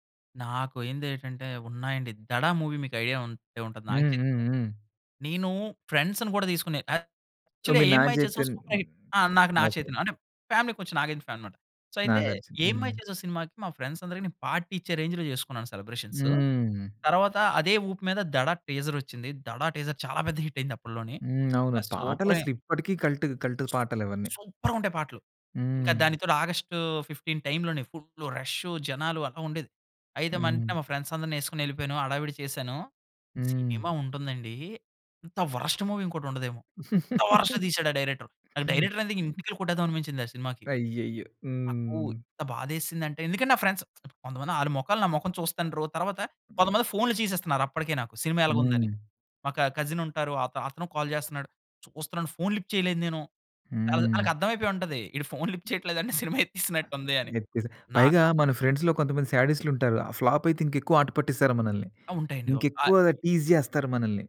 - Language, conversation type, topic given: Telugu, podcast, సోషల్ మీడియా ఒత్తిడిని తగ్గించుకోవడానికి మీ పద్ధతి ఏమిటి?
- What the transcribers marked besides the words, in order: in English: "ఐడియా"; in English: "ఫ్రెండ్స్‌ని"; in English: "యాక్చువల్లీ"; in English: "సో"; in English: "సూపర్ హిట్"; in English: "ఫ్యామిలీ"; in English: "ఫ్యాన్"; in English: "సో"; in English: "ఫ్రెండ్స్"; in English: "పార్టీ"; in English: "రేంజ్‌లో"; drawn out: "హ్మ్"; in English: "టీజర్"; in English: "టీజర్"; in English: "హిట్"; in English: "కల్ట్, కల్ట్"; other background noise; in English: "సూపర్"; in English: "ఆగస్ట్ ఫిఫ్టీన్ టైమ్‌లోనే"; in English: "ఫ్రెండ్స్"; in English: "వరస్ట్ మూవీ"; in English: "వరస్ట్"; in English: "డైరెక్టర్. డైరెక్టర్"; laugh; in English: "ఫ్రెండ్స్"; in English: "క కజిన్"; in English: "కాల్"; in English: "ఫోన్ లిఫ్ట్"; in English: "ఫోన్ లిఫ్ట్"; laughing while speaking: "లిఫ్ట్ చేయట్లేదంటే సినిమా ఎత్తేసినట్టు"; unintelligible speech; in English: "ఫ్రెండ్స్‌లో"; in English: "ఫ్లాప్"; in English: "టీజ్"